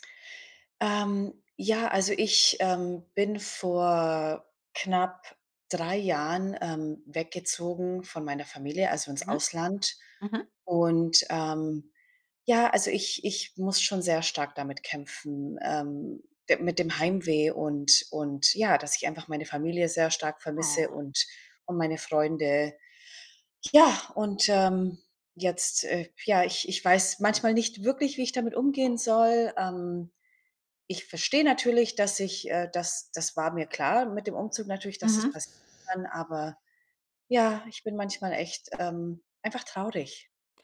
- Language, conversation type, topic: German, advice, Wie gehst du nach dem Umzug mit Heimweh und Traurigkeit um?
- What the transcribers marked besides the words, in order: sad: "Oh"; other background noise